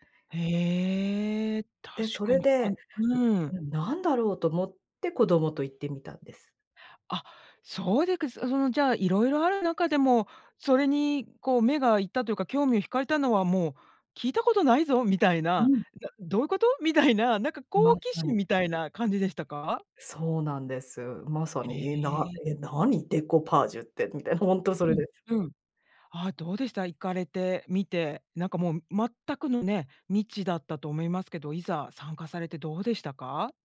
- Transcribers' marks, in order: none
- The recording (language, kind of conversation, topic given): Japanese, podcast, あなたの一番好きな創作系の趣味は何ですか？